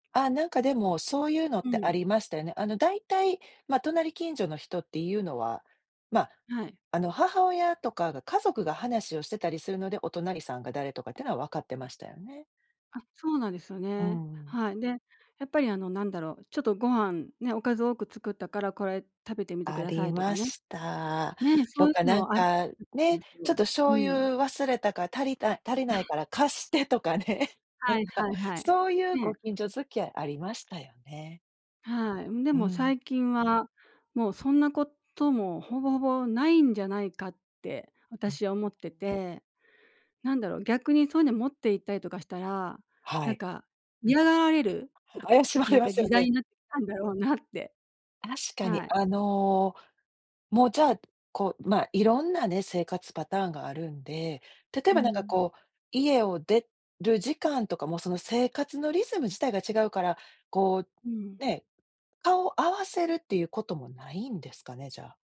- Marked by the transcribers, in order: laughing while speaking: "とかね、なんか"; laughing while speaking: "怪しまれますよね"
- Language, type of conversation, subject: Japanese, podcast, 近所付き合いは最近どう変わってきましたか？